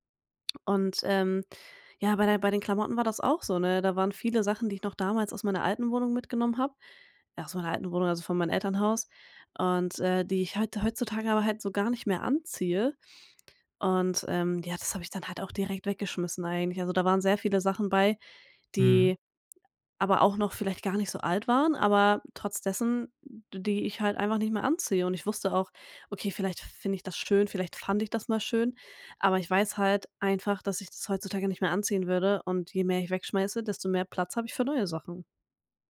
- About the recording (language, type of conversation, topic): German, podcast, Wie gehst du beim Ausmisten eigentlich vor?
- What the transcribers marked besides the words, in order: none